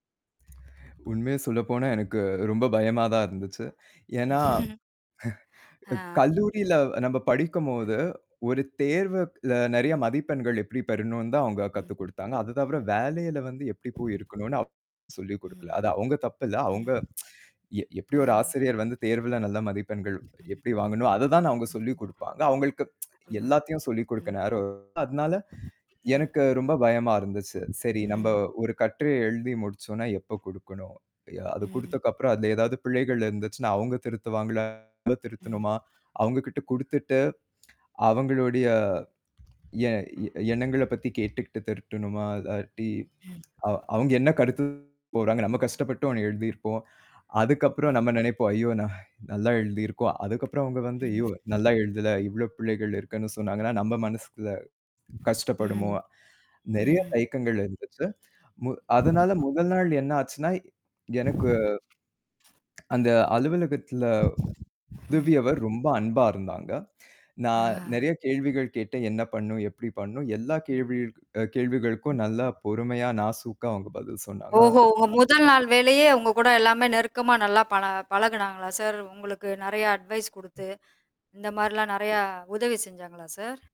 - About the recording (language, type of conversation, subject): Tamil, podcast, உங்களுடைய முதல் வேலை அனுபவம் எப்படி இருந்தது?
- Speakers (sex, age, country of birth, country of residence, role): female, 40-44, India, India, host; male, 25-29, India, India, guest
- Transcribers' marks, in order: lip smack; chuckle; laugh; unintelligible speech; other noise; tapping; tsk; static; tsk; distorted speech; other background noise; "திருத்தணுமா" said as "திருட்டணுமா"; in English: "அட்வைஸ்"